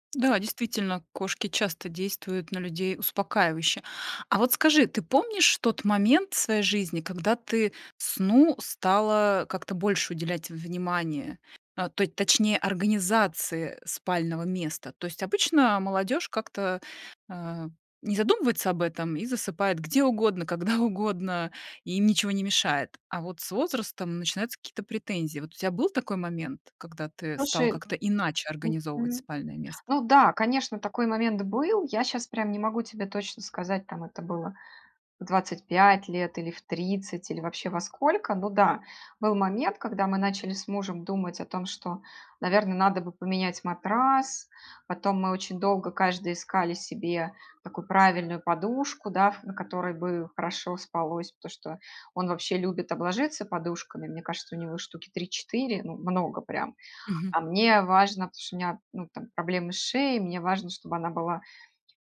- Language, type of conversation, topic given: Russian, podcast, Как организовать спальное место, чтобы лучше высыпаться?
- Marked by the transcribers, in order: siren